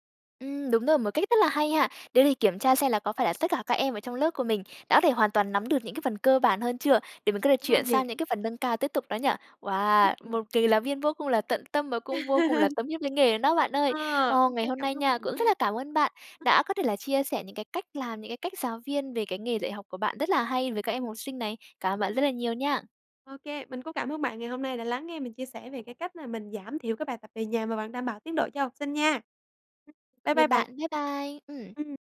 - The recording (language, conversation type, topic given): Vietnamese, podcast, Làm sao giảm bài tập về nhà mà vẫn đảm bảo tiến bộ?
- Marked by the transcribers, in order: tapping; laugh